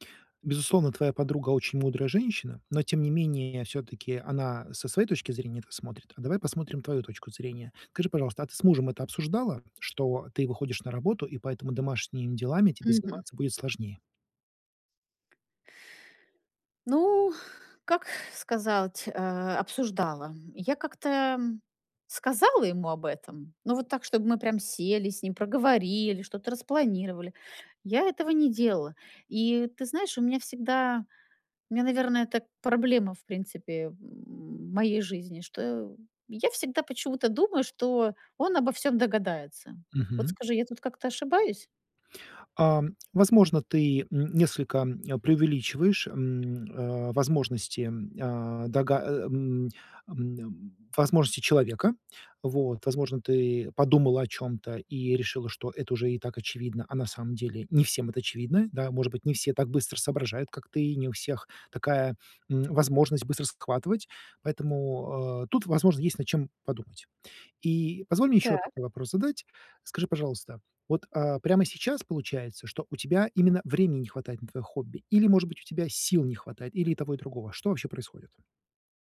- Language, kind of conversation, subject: Russian, advice, Как мне лучше совмещать работу и личные увлечения?
- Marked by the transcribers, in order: tapping; other background noise